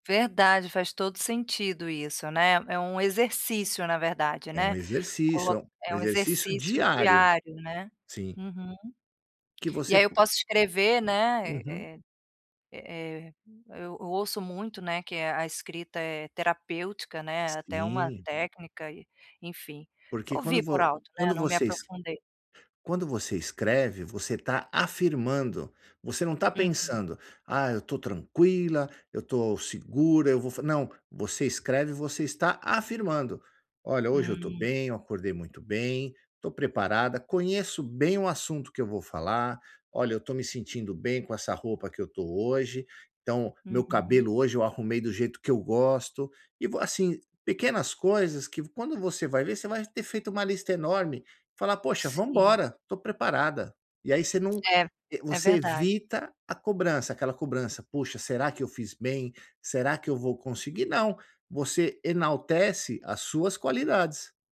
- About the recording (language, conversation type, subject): Portuguese, advice, Como posso começar a construir uma autoimagem mais positiva?
- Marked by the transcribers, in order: other background noise; tapping